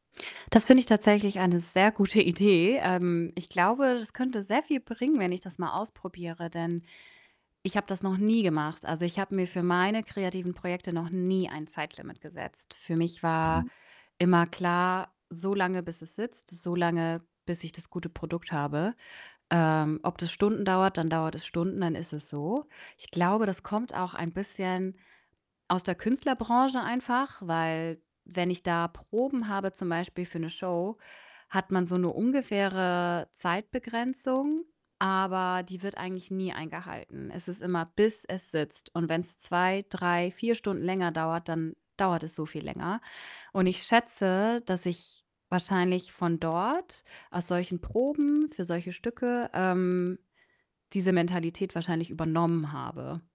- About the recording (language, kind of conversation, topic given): German, advice, Wie blockiert dein Perfektionismus deinen Fortschritt bei Aufgaben?
- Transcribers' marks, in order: distorted speech; laughing while speaking: "gute"; static